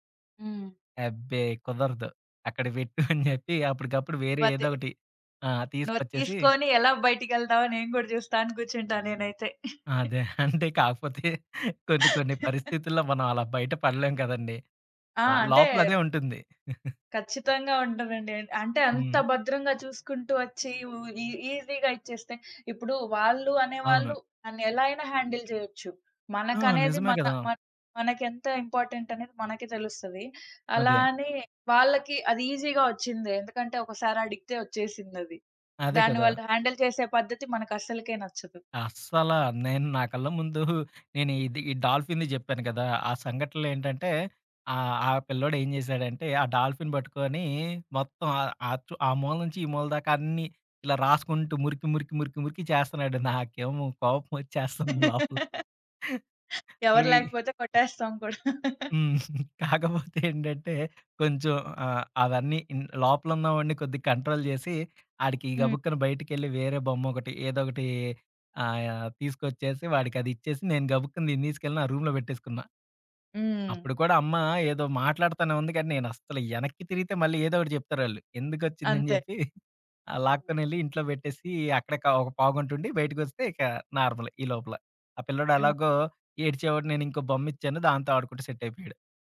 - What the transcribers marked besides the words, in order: "అదే" said as "వదే"; tapping; giggle; laughing while speaking: "అంటే కాకపోతే కొన్ని కొన్ని పరిస్థితుల్లో"; giggle; other background noise; giggle; in English: "ఈ ఈజీగా"; in English: "హ్యాండిల్"; in English: "ఈజీగా"; in English: "హ్యాండిల్"; giggle; in English: "డాల్ఫిన్‌ని"; in English: "డాల్ఫిన్"; laugh; chuckle; laughing while speaking: "హ్మ్. కాకపోతే ఏంటంటే, కొంచెం ఆహ్"; in English: "కంట్రోల్"; in English: "రూమ్‌లో"
- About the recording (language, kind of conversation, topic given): Telugu, podcast, ఇంట్లో మీకు అత్యంత విలువైన వస్తువు ఏది, ఎందుకు?